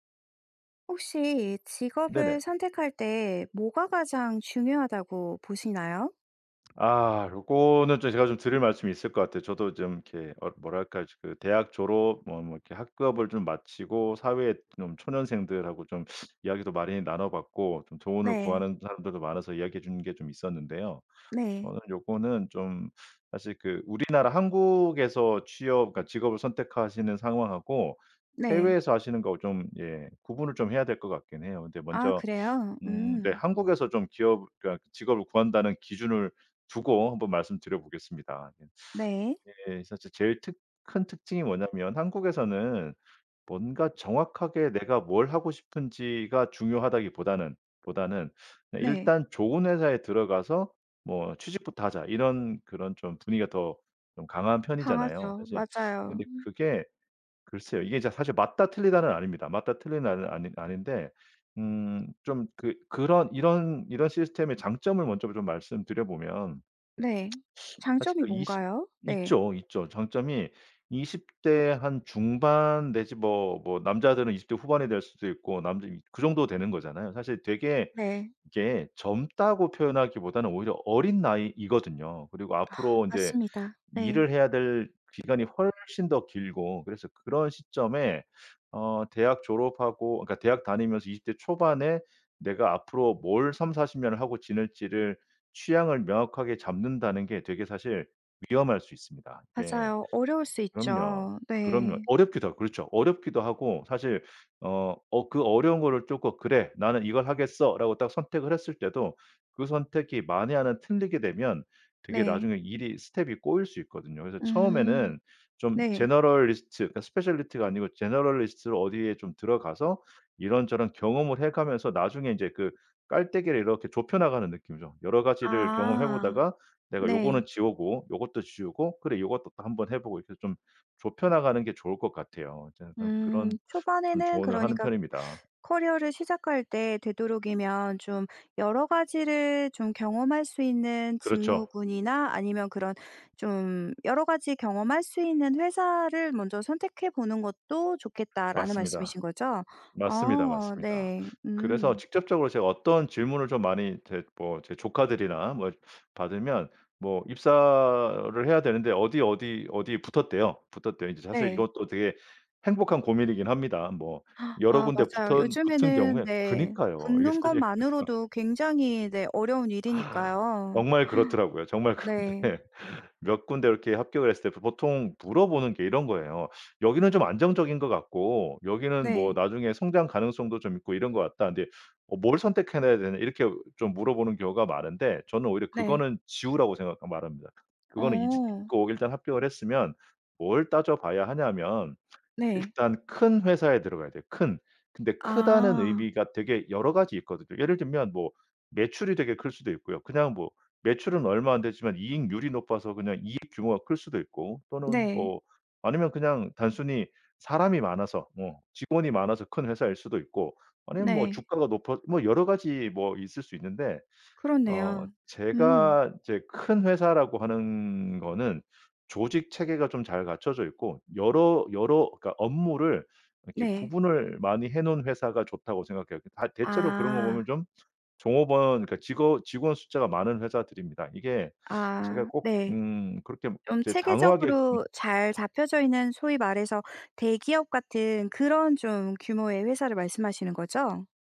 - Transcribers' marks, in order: other background noise; stressed: "훨씬"; in English: "스텝이"; in English: "generalist"; in English: "specialist가"; in English: "generalist로"; in English: "커리어를"; inhale; laugh; inhale; laughing while speaking: "그런데"; inhale; stressed: "큰"
- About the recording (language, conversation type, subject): Korean, podcast, 직업을 선택할 때 가장 중요하게 고려해야 할 것은 무엇이라고 생각하시나요?
- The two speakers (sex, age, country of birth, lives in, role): female, 40-44, South Korea, France, host; male, 45-49, South Korea, United States, guest